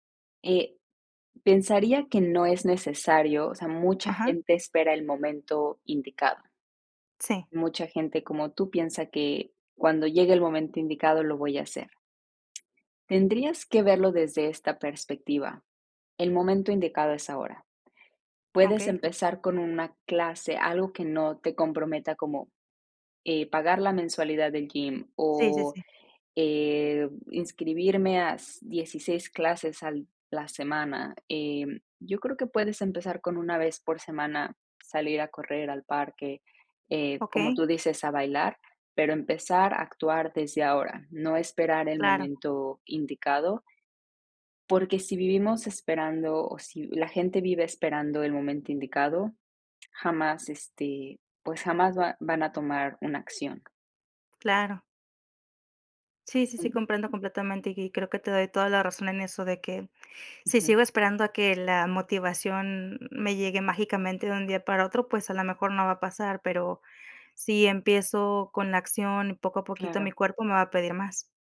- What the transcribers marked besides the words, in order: none
- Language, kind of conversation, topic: Spanish, advice, ¿Cómo puedo recuperar la motivación para cocinar comidas nutritivas?